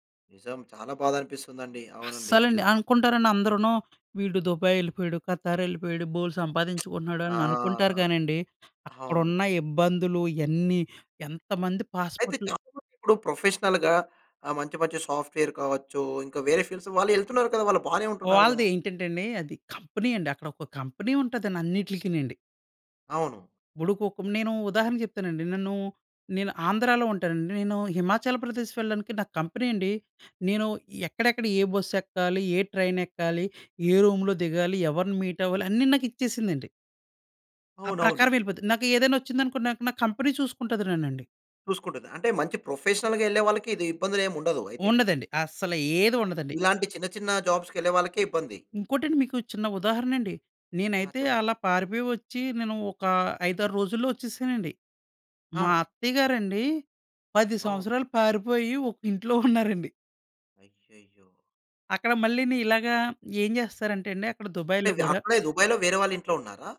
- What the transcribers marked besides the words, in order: lip smack; in English: "ప్రొఫెషనల్‌గా"; in English: "సాఫ్ట్‌వేర్"; in English: "ఫీల్డ్స్"; in English: "కంపెనీ"; in English: "కంపెనీ"; in English: "కంపెనీ"; in English: "బస్"; in English: "ట్రైన్"; in English: "రూమ్‌లో"; in English: "మీట్"; in English: "కంపెనీ"; in English: "ప్రొఫెషనల్‌గా"; in English: "జాబ్స్‌కెళ్ళే"; laughing while speaking: "ఉన్నారండి"
- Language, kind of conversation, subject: Telugu, podcast, పాస్‌పోర్టు లేదా ఫోన్ కోల్పోవడం వల్ల మీ ప్రయాణం ఎలా మారింది?